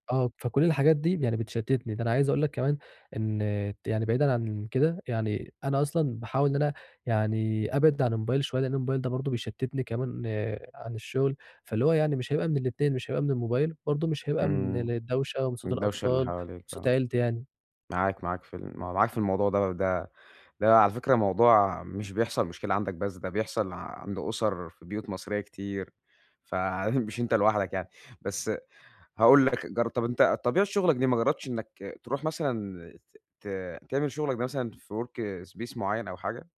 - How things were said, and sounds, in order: other background noise; in English: "work space"
- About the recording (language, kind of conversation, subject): Arabic, advice, إزاي أجهّز مساحة شغلي عشان تبقى خالية من المشتتات؟